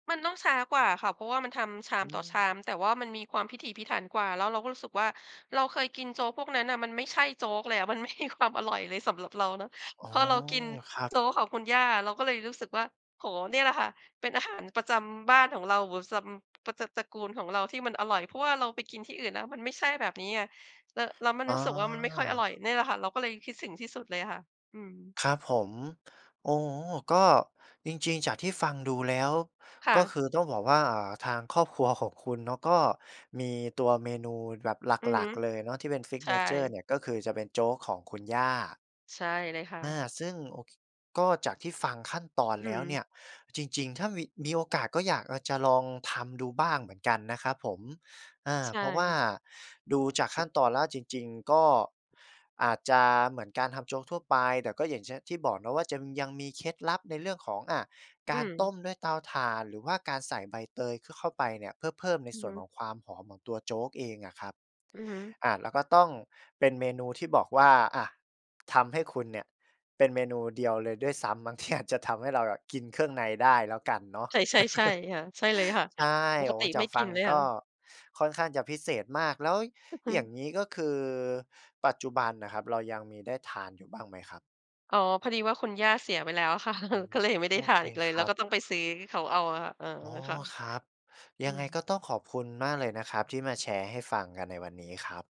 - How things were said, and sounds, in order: laughing while speaking: "ไม่มีความ"; other background noise; laughing while speaking: "ที่"; chuckle; laughing while speaking: "ค่ะ"
- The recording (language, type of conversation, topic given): Thai, podcast, อาหารประจำตระกูลจานไหนที่คุณคิดถึงที่สุด?